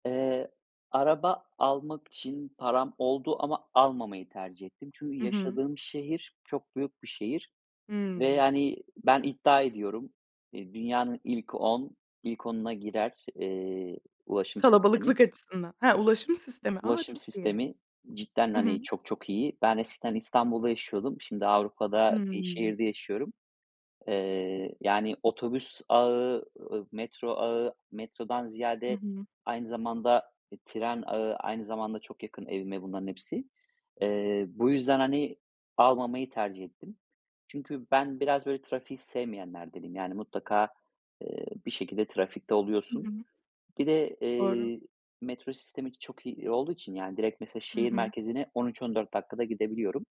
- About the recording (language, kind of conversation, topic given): Turkish, podcast, Para tasarrufu yapmak için evde neler yaparsın ve hangi alışkanlıklarını değiştirirsin?
- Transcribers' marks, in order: other background noise